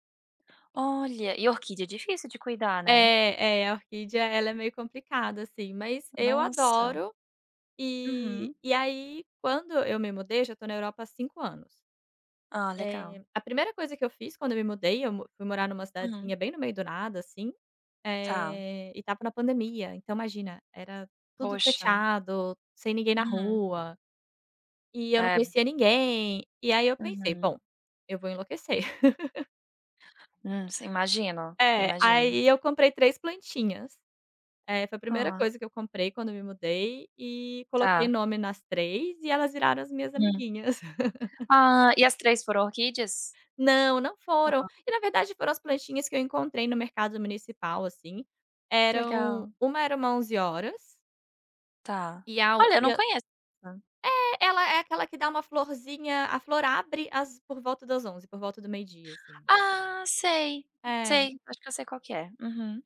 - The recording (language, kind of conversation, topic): Portuguese, podcast, Como você usa plantas para deixar o espaço mais agradável?
- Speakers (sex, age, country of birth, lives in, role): female, 30-34, Brazil, Portugal, guest; female, 30-34, Brazil, United States, host
- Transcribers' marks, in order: tapping; laugh; other background noise; laugh